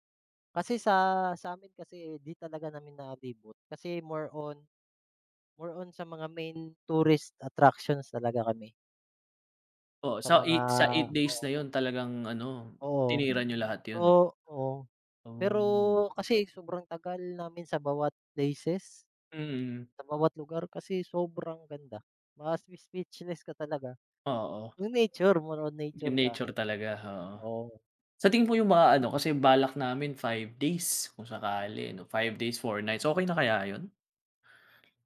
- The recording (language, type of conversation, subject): Filipino, unstructured, Ano ang pinaka-kapana-panabik na lugar sa Pilipinas na napuntahan mo?
- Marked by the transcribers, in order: none